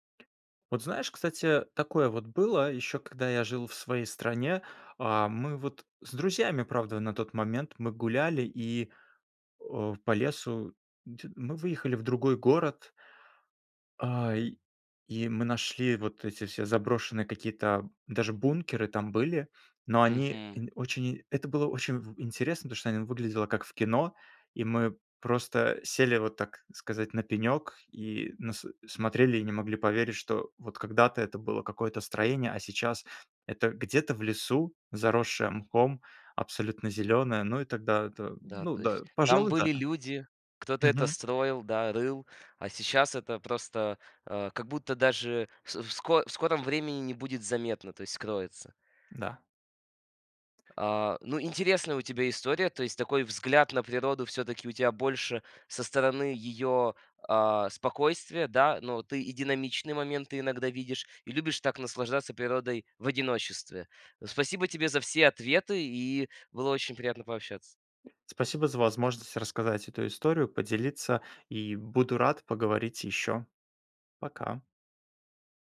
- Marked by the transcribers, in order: tapping
- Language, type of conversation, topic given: Russian, podcast, Как природа влияет на твоё настроение?